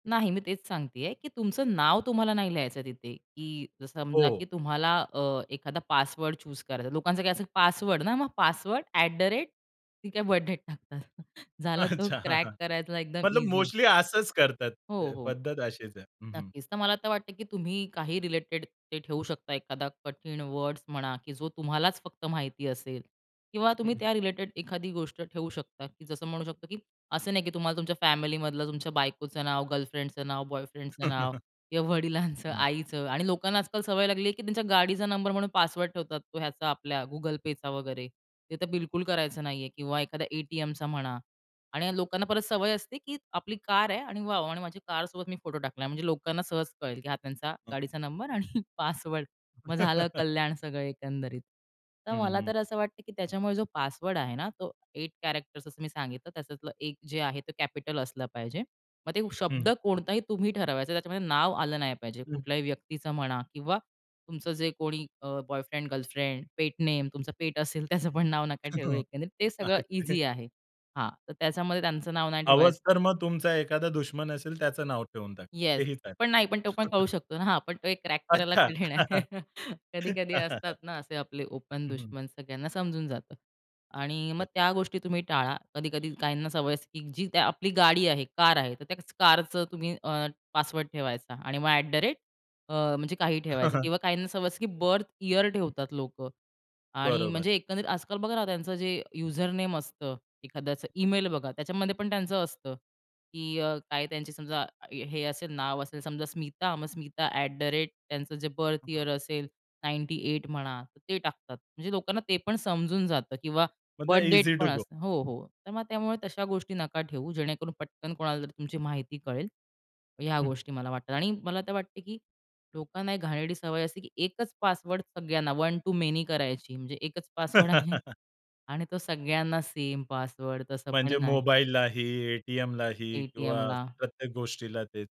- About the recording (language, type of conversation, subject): Marathi, podcast, पासवर्ड आणि ऑनलाइन सुरक्षिततेसाठी तुम्ही कोणता सल्ला द्याल?
- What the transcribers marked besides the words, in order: "सांगतेय" said as "सांगतीये"; in English: "चूझ"; in English: "ॲट द रेट"; laughing while speaking: "बर्थ डेट टाकतात"; laughing while speaking: "अच्छा, हां, हां"; "करायला" said as "करायचंला"; other background noise; chuckle; laughing while speaking: "वडिलांचं"; tapping; chuckle; laughing while speaking: "त्याचं पण नाव"; unintelligible speech; chuckle; chuckle; in English: "ओपन"; chuckle; in English: "ॲट द रेट"; unintelligible speech; in English: "नाइन्टी एट"; in English: "ईझी टु गो"; in English: "वन टु मेनी"; chuckle